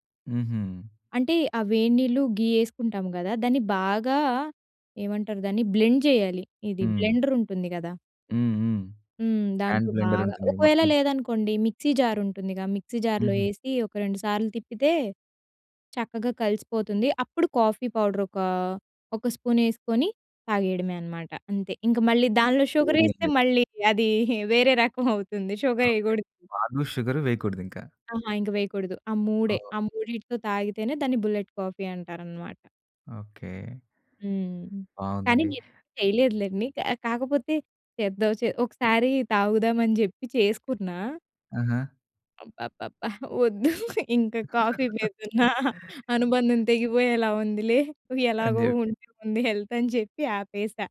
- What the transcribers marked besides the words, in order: in Hindi: "ఘీ"; in English: "బ్లెండ్"; in English: "బ్లెండర్"; in English: "హ్యాండ్ బ్లెండర్"; in English: "మిక్సీ జార్"; in English: "మిక్సీ జార్‍లో"; in English: "కాఫీ పౌడర్"; in English: "స్పూన్"; unintelligible speech; in English: "షుగర్"; laughing while speaking: "వేరే రకం అవుతుంది"; in English: "షుగర్"; in English: "బుల్లెట్ కాఫీ"; tapping; laughing while speaking: "ఒద్దు. ఇంకా కాఫీ మీదున్న అనుబంధం … అని చెప్పి ఆపేసా"; laugh; in English: "కాఫీ"; in English: "హెల్త్"
- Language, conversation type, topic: Telugu, podcast, కాఫీ లేదా టీ తాగే విషయంలో మీరు పాటించే అలవాట్లు ఏమిటి?